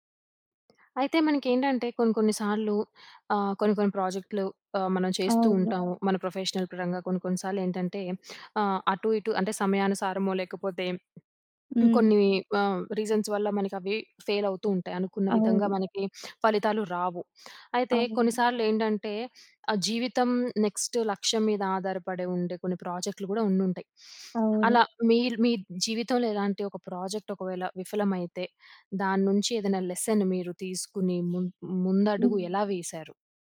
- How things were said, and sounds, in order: in English: "ప్రొఫెషనల్"; sniff; tapping; in English: "రీజన్స్"; in English: "ఫెయిల్"; sniff; in English: "నెక్స్ట్"; sniff; in English: "ప్రాజెక్ట్"; in English: "లెసన్"
- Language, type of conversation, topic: Telugu, podcast, ఒక ప్రాజెక్టు విఫలమైన తర్వాత పాఠాలు తెలుసుకోడానికి మొదట మీరు ఏం చేస్తారు?